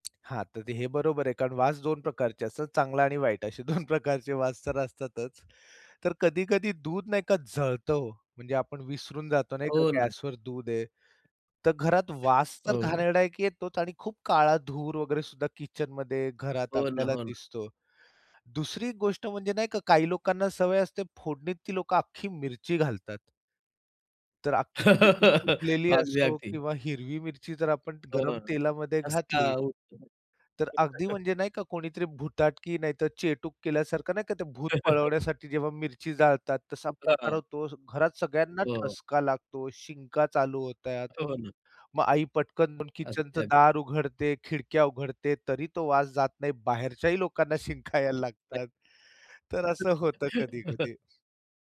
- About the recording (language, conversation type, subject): Marathi, podcast, किचनमधला सुगंध तुमच्या घरातला मूड कसा बदलतो असं तुम्हाला वाटतं?
- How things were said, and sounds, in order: tapping; laughing while speaking: "असे दोन प्रकारचे वास तर असतातच"; other background noise; laugh; laugh; laugh; laughing while speaking: "बाहेरच्याही लोकांना शिंका यायला लागतात, तर असं होतं कधी-कधी"; unintelligible speech; laugh; bird